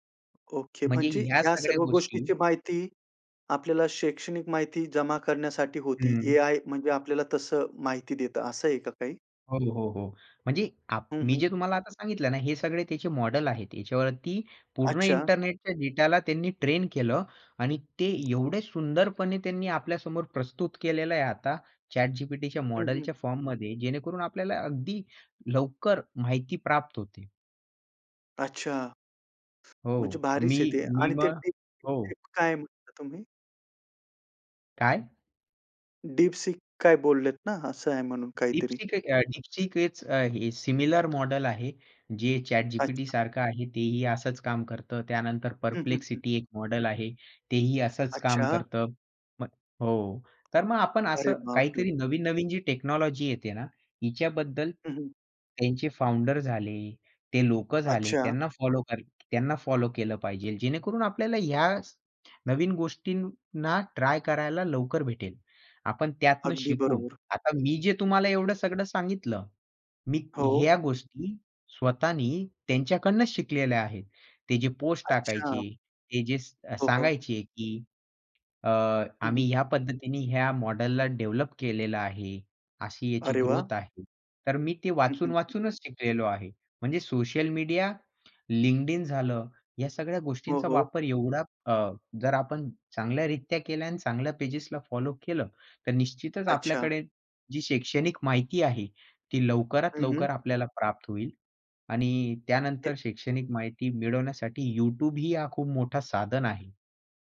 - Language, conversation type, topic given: Marathi, podcast, शैक्षणिक माहितीचा सारांश तुम्ही कशा पद्धतीने काढता?
- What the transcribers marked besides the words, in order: other background noise; tapping; in English: "टेक्नॉलॉजी"; in English: "फाउंडर"; in English: "डेव्हलप"; other noise